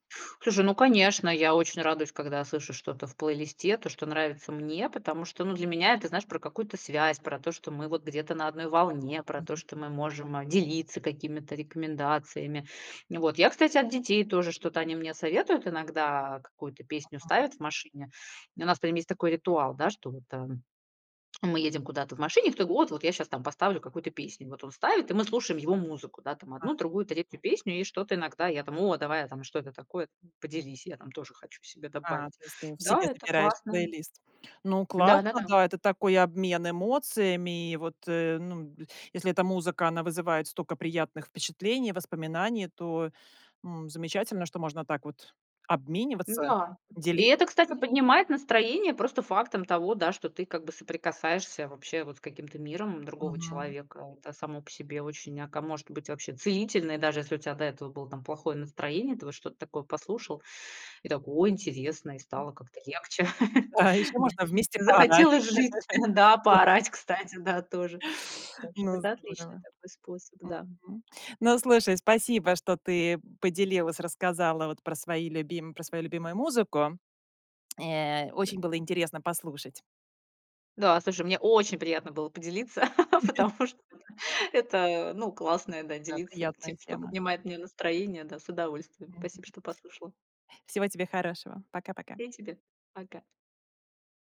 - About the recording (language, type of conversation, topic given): Russian, podcast, Какая музыка поднимает тебе настроение?
- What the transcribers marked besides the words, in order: other background noise; other noise; laugh; laugh